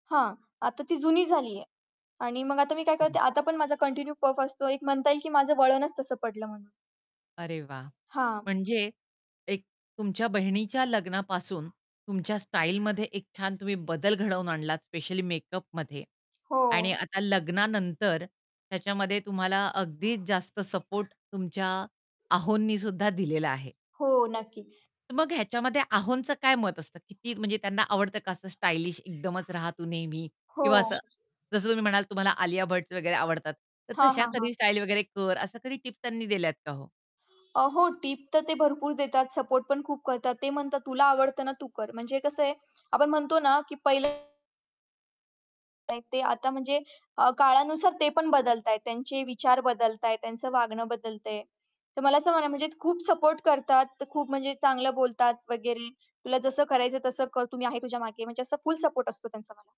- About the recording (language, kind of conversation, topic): Marathi, podcast, तुझ्या स्टाइलमध्ये मोठा बदल कधी आणि कसा झाला?
- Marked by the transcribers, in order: static; horn; distorted speech; in English: "कंटिन्यू पफ"; other background noise; bird; background speech